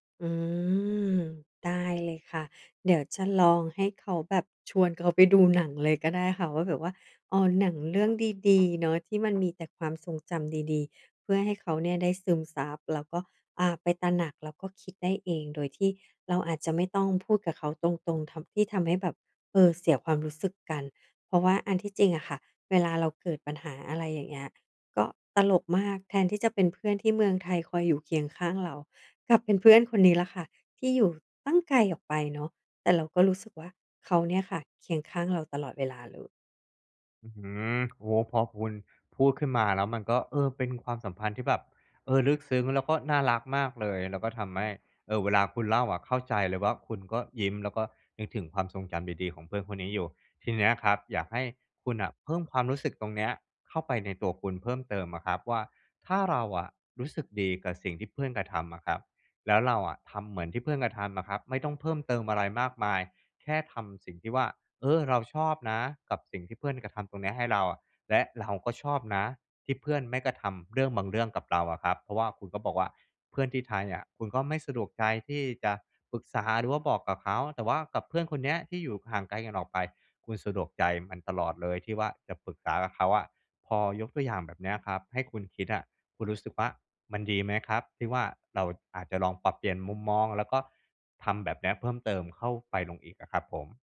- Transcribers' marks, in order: none
- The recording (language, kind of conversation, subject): Thai, advice, ฉันจะทำอย่างไรเพื่อสร้างมิตรภาพที่ลึกซึ้งในวัยผู้ใหญ่?